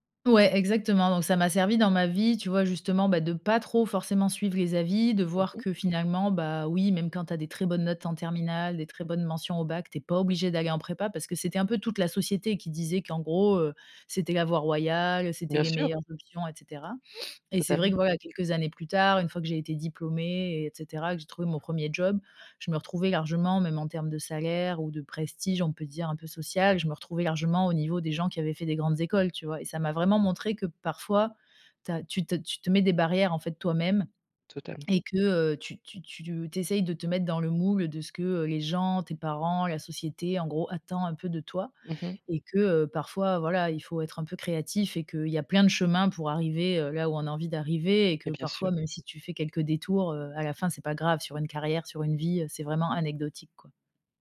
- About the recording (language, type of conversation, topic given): French, podcast, Quand as-tu pris une décision que tu regrettes, et qu’en as-tu tiré ?
- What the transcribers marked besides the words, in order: none